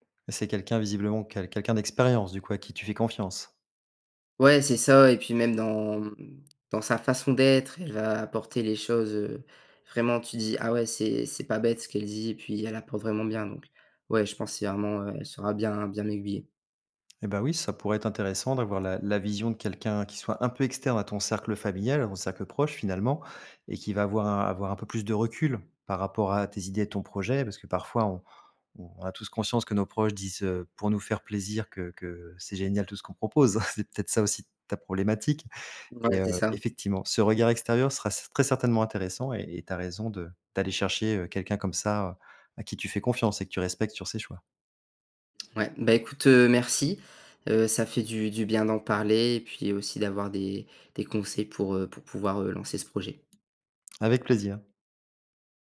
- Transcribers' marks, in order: chuckle; other background noise
- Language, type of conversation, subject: French, advice, Comment gérer la peur d’un avenir financier instable ?